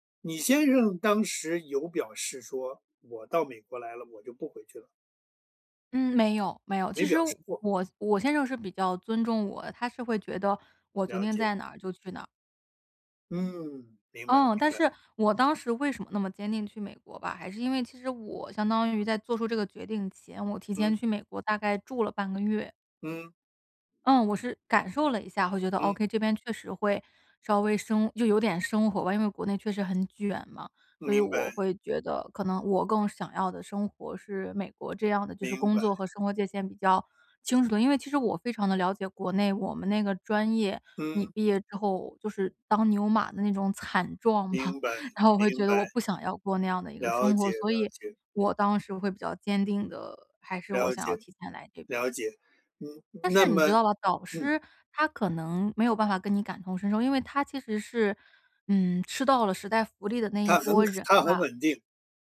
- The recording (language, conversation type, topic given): Chinese, podcast, 当导师和你意见不合时，你会如何处理？
- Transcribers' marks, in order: laughing while speaking: "吧"; tapping